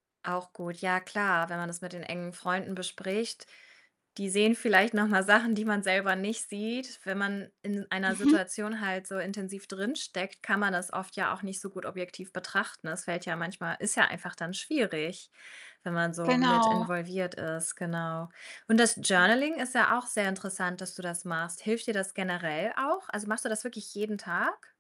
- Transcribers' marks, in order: static; distorted speech; in English: "Journaling"; other background noise; unintelligible speech
- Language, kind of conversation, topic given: German, podcast, Was tust du, wenn Kopf und Bauch unterschiedlicher Meinung sind?